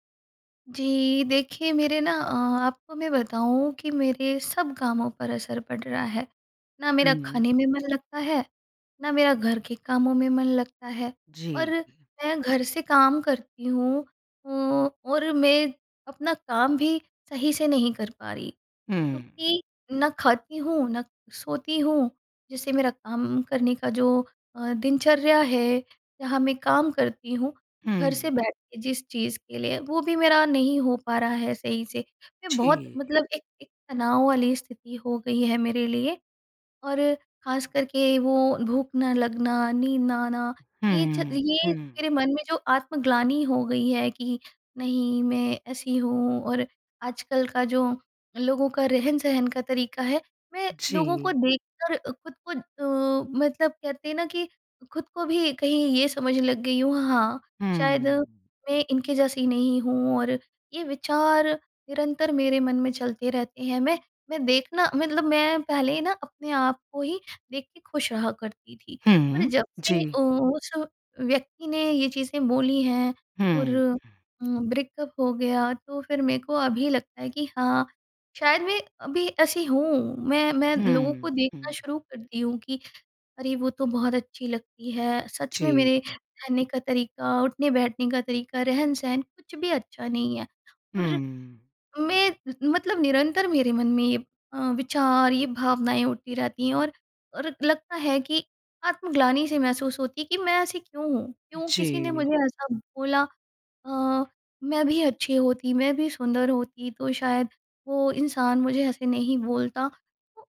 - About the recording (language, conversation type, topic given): Hindi, advice, ब्रेकअप के बाद आप खुद को कम क्यों आंक रहे हैं?
- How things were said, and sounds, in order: none